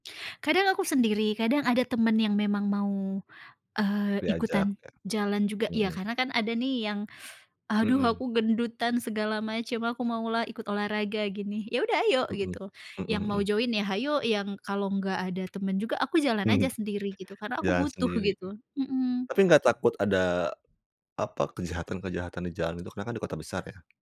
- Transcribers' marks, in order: in English: "join"; chuckle; tapping
- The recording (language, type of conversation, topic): Indonesian, podcast, Bagaimana cara kamu mengelola stres sehari-hari?